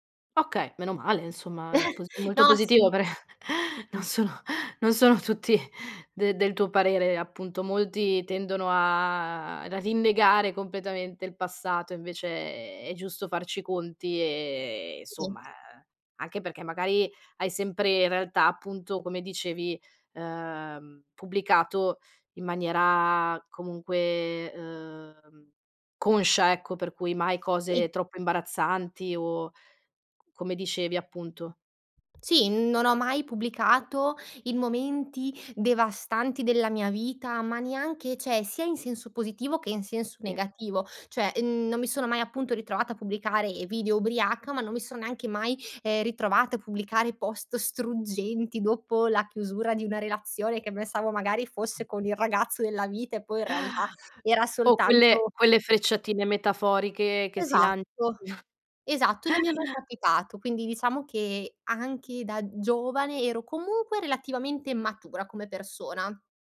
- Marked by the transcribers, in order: chuckle; laughing while speaking: "non sono non sono tutti de del tuo parere"; other background noise; tapping; "cioè" said as "ceh"; inhale; chuckle
- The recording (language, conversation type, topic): Italian, podcast, Cosa fai per proteggere la tua reputazione digitale?